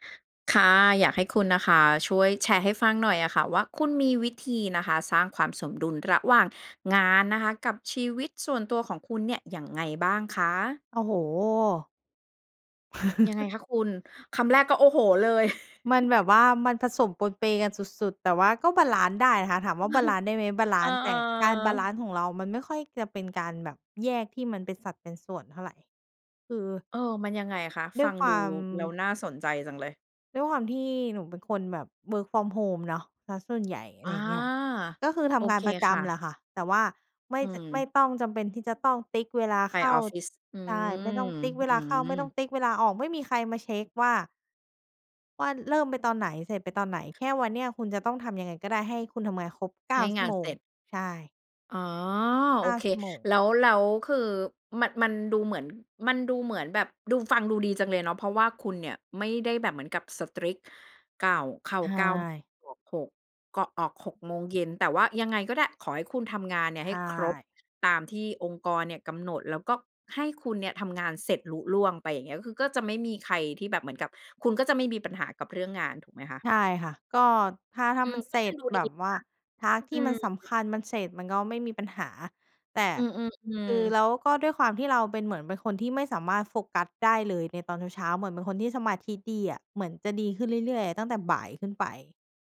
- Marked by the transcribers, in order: chuckle; chuckle; tapping; chuckle; in English: "work from home"; in English: "strict"; other background noise; in English: "พาร์ต"
- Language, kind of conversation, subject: Thai, podcast, เล่าให้ฟังหน่อยว่าคุณจัดสมดุลระหว่างงานกับชีวิตส่วนตัวยังไง?